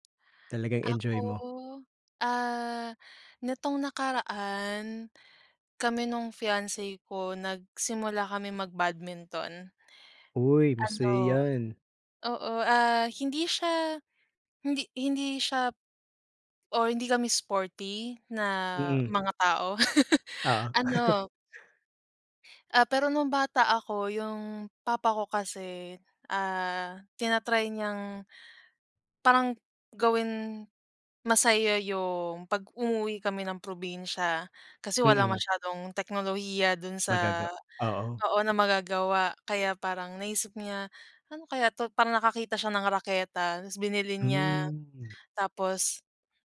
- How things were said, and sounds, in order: other background noise; laugh; chuckle; tapping
- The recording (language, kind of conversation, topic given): Filipino, unstructured, Ano ang pinaka-nakakatuwang nangyari sa iyo habang ginagawa mo ang paborito mong libangan?